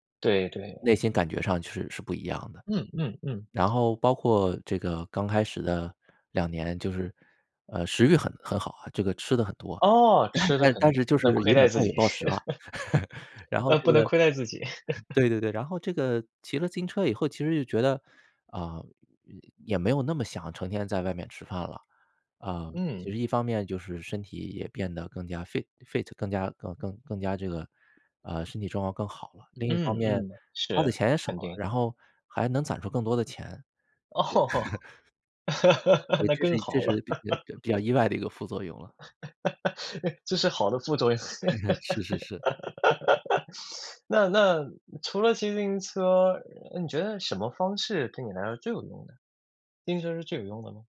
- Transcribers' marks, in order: laughing while speaking: "但 但"; laugh; in English: "fi fit"; laughing while speaking: "哦，那更好了"; chuckle; laugh; laughing while speaking: "哎，这是好的副作用"; chuckle; laugh
- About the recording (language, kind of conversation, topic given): Chinese, podcast, 你曾经遇到过职业倦怠吗？你是怎么应对的？